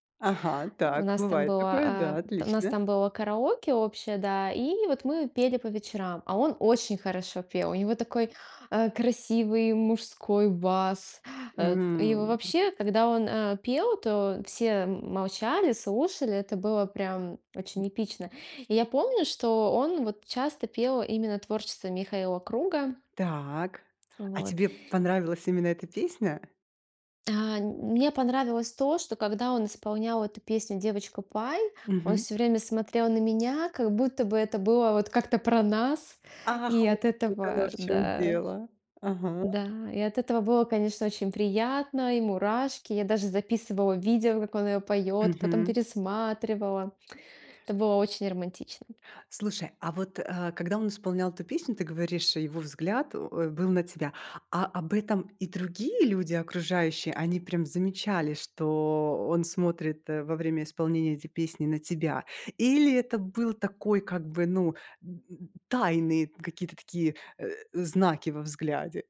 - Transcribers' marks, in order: tapping
- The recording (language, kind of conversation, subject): Russian, podcast, Какой песней ты бы поделился(лась), если она напоминает тебе о первой любви?
- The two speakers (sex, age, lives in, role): female, 35-39, Estonia, guest; female, 40-44, Italy, host